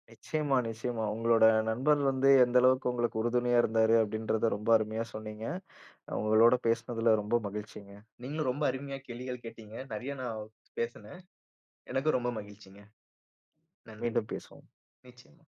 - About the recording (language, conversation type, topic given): Tamil, podcast, காலத்தால் தொடர்பு துண்டான பழைய நண்பரை மீண்டும் எப்படித் தொடர்பு கொண்டு நட்பை மீள உருவாக்கலாம்?
- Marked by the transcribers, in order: none